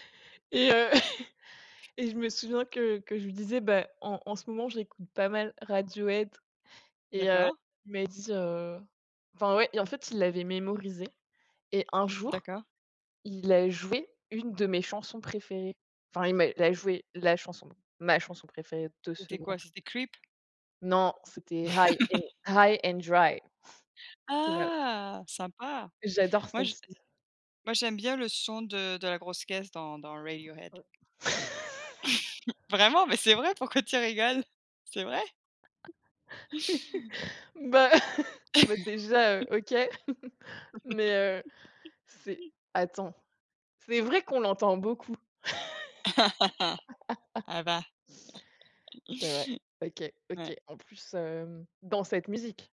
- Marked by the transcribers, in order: chuckle; chuckle; unintelligible speech; other background noise; chuckle; laughing while speaking: "Bah, bah déjà, heu, OK"; chuckle; laugh; laugh; laugh
- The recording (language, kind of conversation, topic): French, unstructured, Quelle est la chose la plus romantique que tu aies faite ou reçue ?